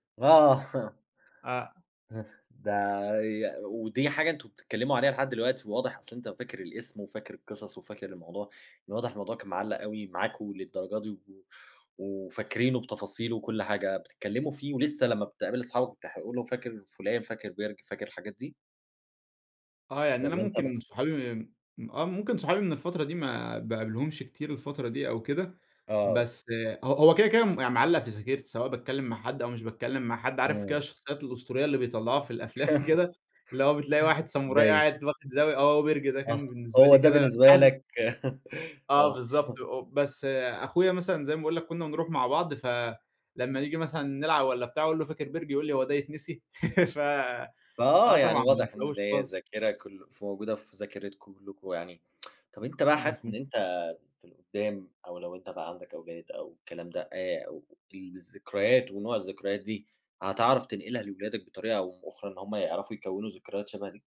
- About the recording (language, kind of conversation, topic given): Arabic, podcast, إيه هي لعبة من طفولتك لسه بتوحشك؟
- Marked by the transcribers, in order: laughing while speaking: "آه"; unintelligible speech; laughing while speaking: "الأفلام"; laugh; unintelligible speech; laugh; laugh; tsk